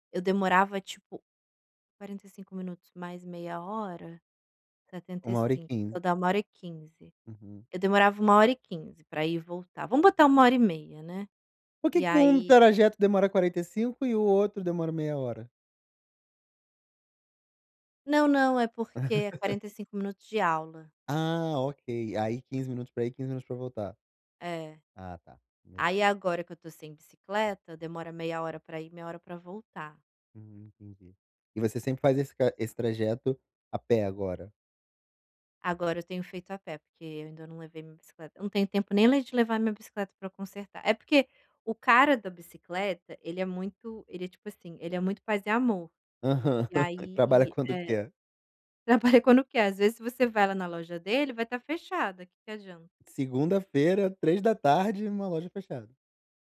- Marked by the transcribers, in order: laugh; other background noise; laughing while speaking: "Aham"
- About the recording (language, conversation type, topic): Portuguese, advice, Como posso preparar refeições rápidas, saudáveis e fáceis durante a semana quando não tenho tempo para cozinhar?